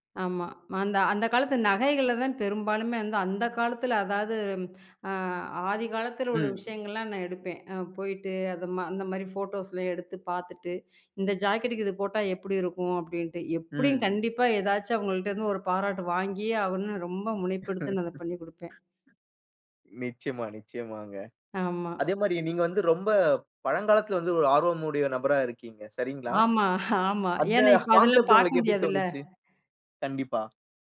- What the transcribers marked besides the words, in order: other background noise; chuckle; laughing while speaking: "ஆமா"; in English: "கான்செப்ட்"
- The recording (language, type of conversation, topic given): Tamil, podcast, புதிதாக ஏதாவது கற்றுக்கொள்ளும் போது வரும் மகிழ்ச்சியை நீண்டகாலம் எப்படி நிலைநிறுத்துவீர்கள்?